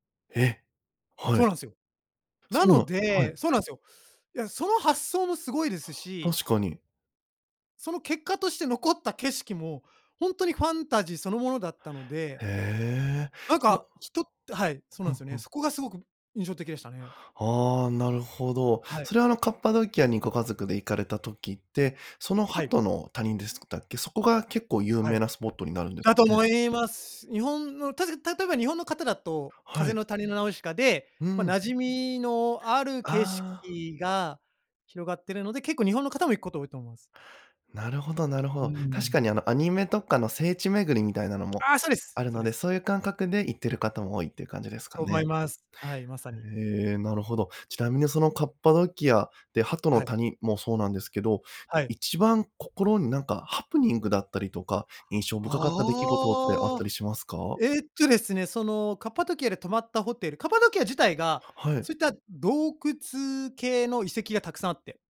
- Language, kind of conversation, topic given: Japanese, podcast, 一番心に残っている旅のエピソードはどんなものでしたか？
- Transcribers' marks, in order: drawn out: "ああ"